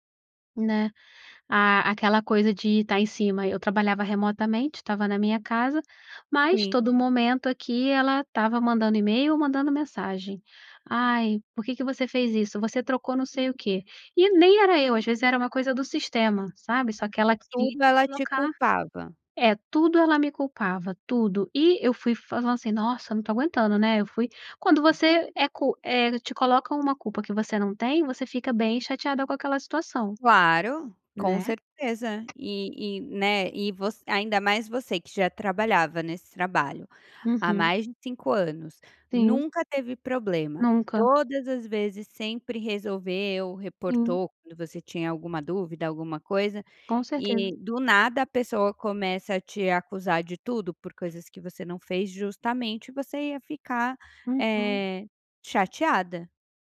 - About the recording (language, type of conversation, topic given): Portuguese, podcast, Qual é o papel da família no seu sentimento de pertencimento?
- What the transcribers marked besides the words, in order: tapping